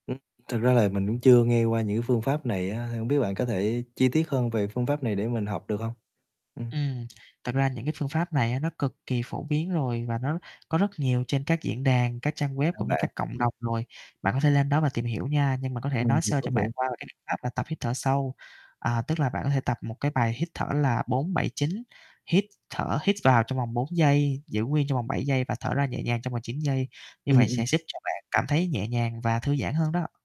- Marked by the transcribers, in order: distorted speech; other background noise; tapping; unintelligible speech
- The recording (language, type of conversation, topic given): Vietnamese, advice, Áp lực công việc đang khiến bạn kiệt sức tinh thần như thế nào?
- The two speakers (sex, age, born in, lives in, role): male, 20-24, Vietnam, Vietnam, advisor; male, 20-24, Vietnam, Vietnam, user